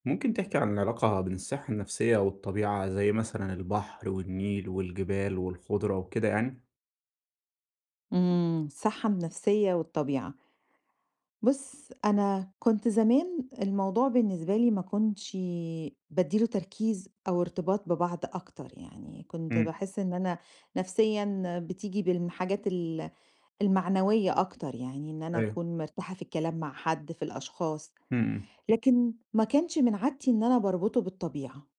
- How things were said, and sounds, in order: none
- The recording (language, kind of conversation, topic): Arabic, podcast, إيه العلاقة بين الصحة النفسية والطبيعة؟